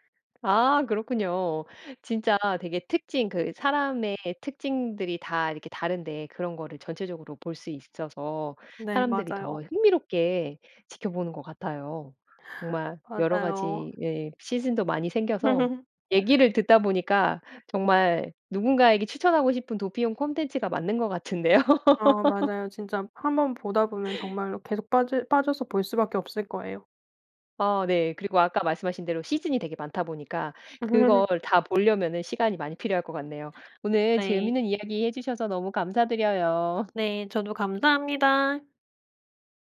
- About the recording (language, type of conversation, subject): Korean, podcast, 누군가에게 추천하고 싶은 도피용 콘텐츠는?
- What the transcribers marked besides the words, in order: other background noise; laugh; laughing while speaking: "같은데요"; laugh; laugh